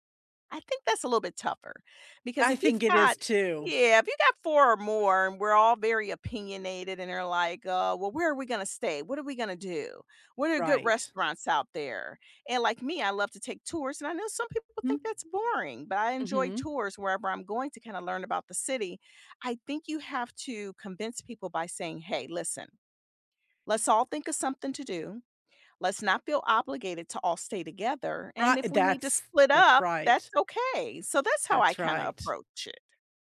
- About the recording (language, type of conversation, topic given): English, unstructured, How do you convince friends to join you on trips?
- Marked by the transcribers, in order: none